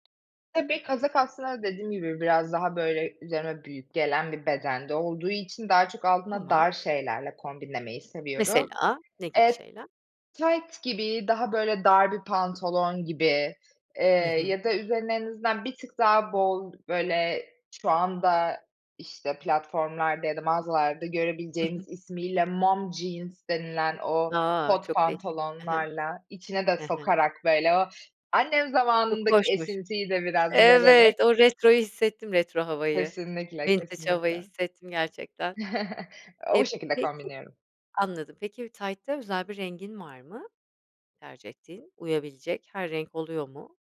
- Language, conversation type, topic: Turkish, podcast, Gardırobunuzda vazgeçemediğiniz parça hangisi ve neden?
- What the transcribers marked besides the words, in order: tapping; in English: "mom jeans"; in English: "vintage"; chuckle